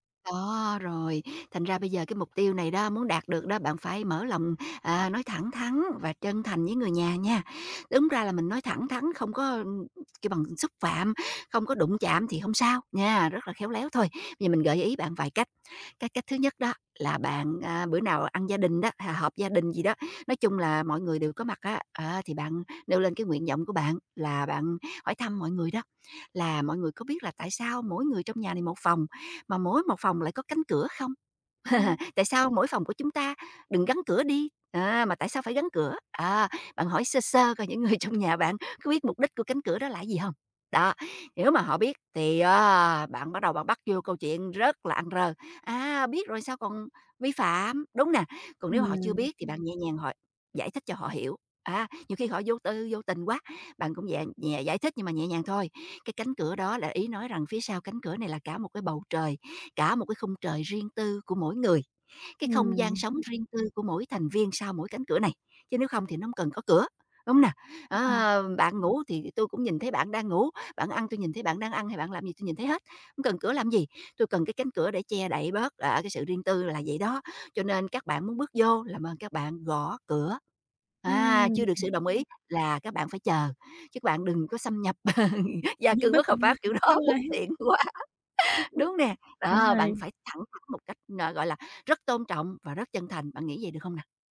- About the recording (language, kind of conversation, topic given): Vietnamese, advice, Làm sao để giữ ranh giới và bảo vệ quyền riêng tư với người thân trong gia đình mở rộng?
- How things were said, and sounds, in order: tapping; chuckle; other background noise; laughing while speaking: "những người trong nhà bạn"; background speech; chuckle; laughing while speaking: "kiểu đó bất tiện quá"; laughing while speaking: "đúng rồi ấy"